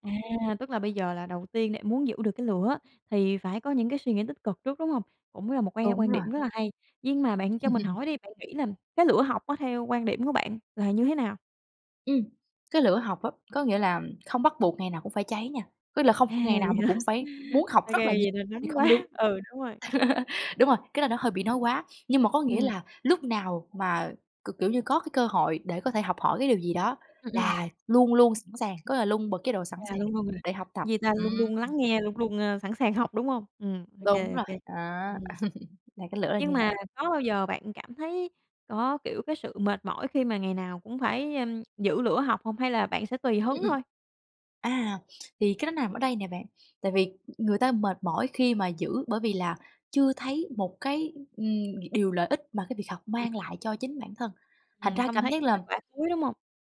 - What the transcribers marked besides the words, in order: tapping; chuckle; laughing while speaking: "hả?"; unintelligible speech; laugh; other background noise; laugh
- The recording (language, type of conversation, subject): Vietnamese, podcast, Theo bạn, làm thế nào để giữ lửa học suốt đời?